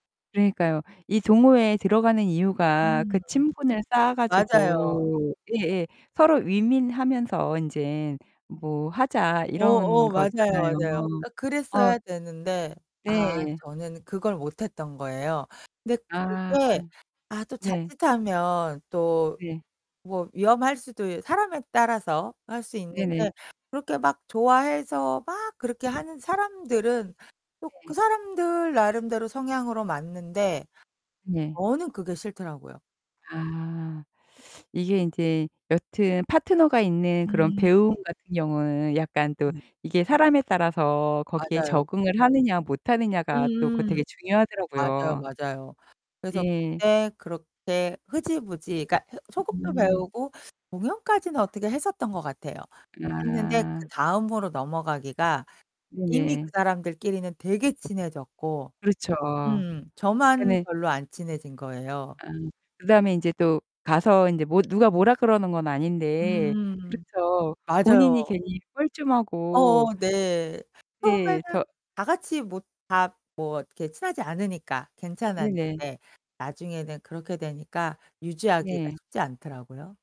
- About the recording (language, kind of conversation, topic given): Korean, podcast, 학습할 때 호기심을 어떻게 유지하시나요?
- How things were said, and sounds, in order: other background noise; distorted speech